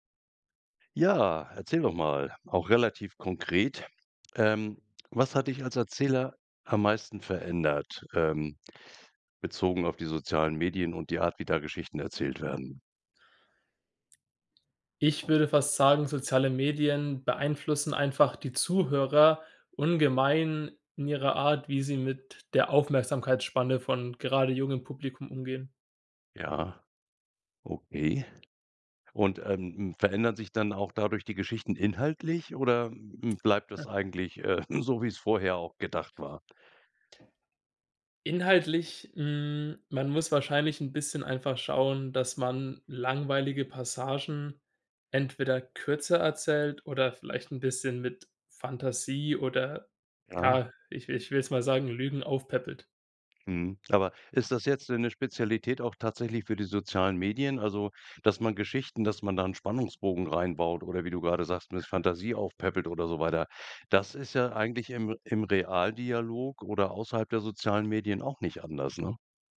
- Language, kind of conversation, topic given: German, podcast, Wie verändern soziale Medien die Art, wie Geschichten erzählt werden?
- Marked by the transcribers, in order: chuckle; other background noise; chuckle